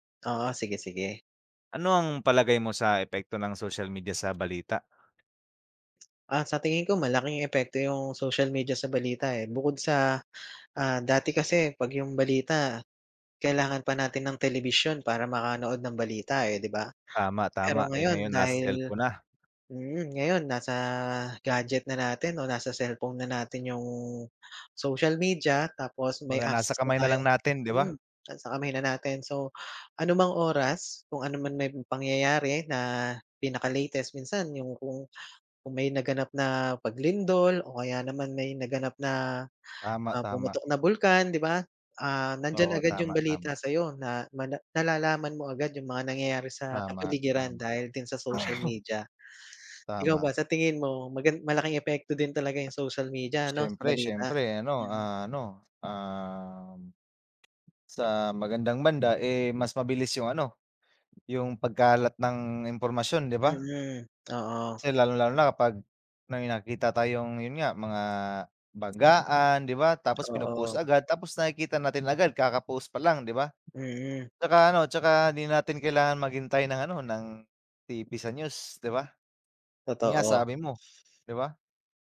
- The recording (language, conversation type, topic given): Filipino, unstructured, Ano ang palagay mo sa epekto ng midyang panlipunan sa balita?
- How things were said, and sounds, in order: tapping; other background noise